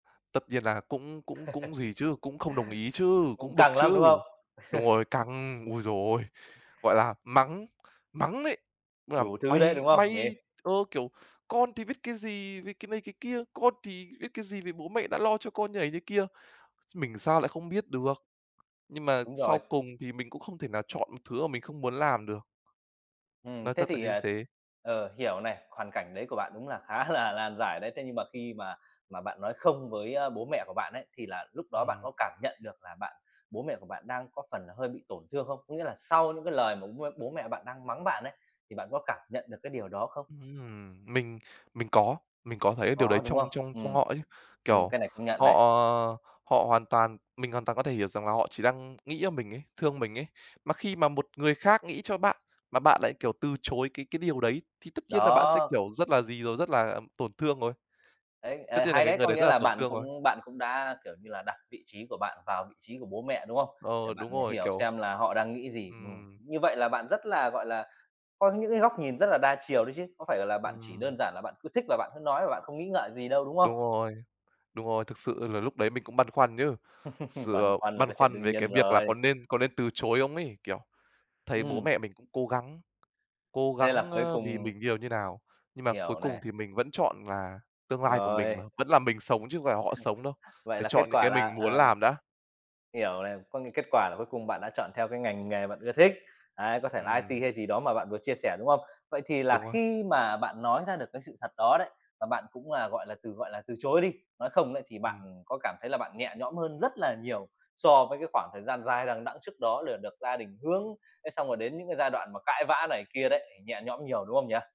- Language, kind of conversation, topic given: Vietnamese, podcast, Khi nào bạn cảm thấy mình nên nói “không” với gia đình?
- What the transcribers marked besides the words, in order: laugh; other background noise; chuckle; tapping; laughing while speaking: "khá"; chuckle; chuckle